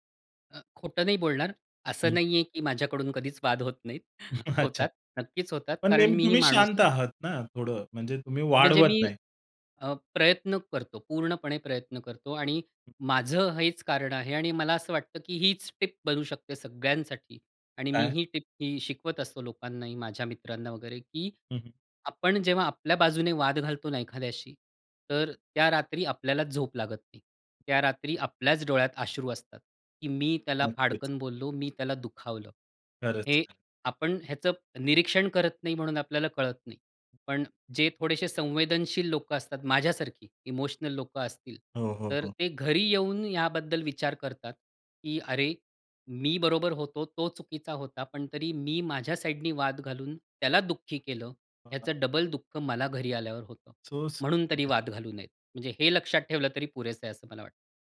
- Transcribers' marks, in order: laughing while speaking: "नाहीत"; laughing while speaking: "अच्छा"; other background noise; tapping; unintelligible speech
- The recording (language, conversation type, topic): Marathi, podcast, वाद वाढू न देता आपण स्वतःला शांत कसे ठेवता?